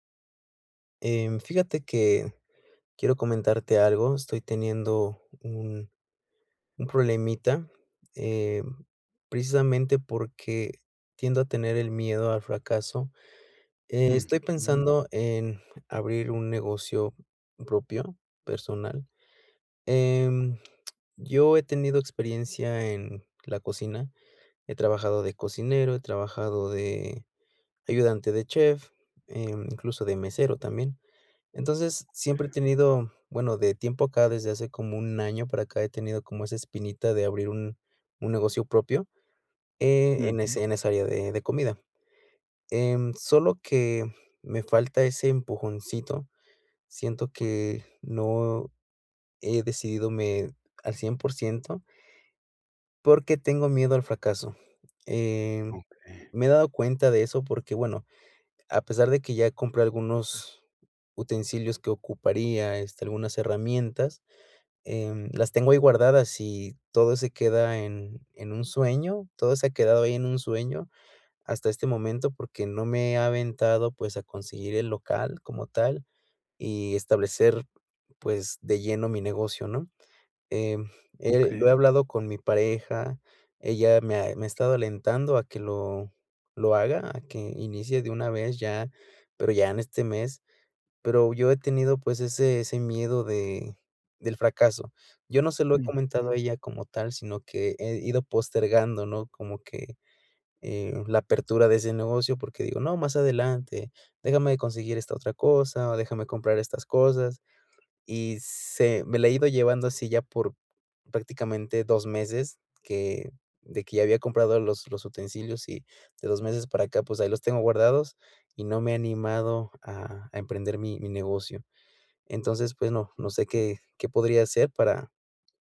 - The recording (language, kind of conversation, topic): Spanish, advice, Miedo al fracaso y a tomar riesgos
- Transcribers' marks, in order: "decidido" said as "decididome"; other background noise